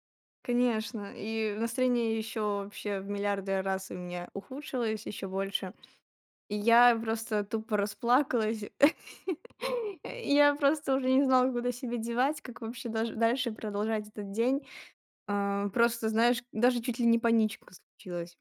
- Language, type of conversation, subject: Russian, podcast, Был ли у тебя случай, когда техника подвела тебя в пути?
- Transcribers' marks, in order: tapping; other background noise; laugh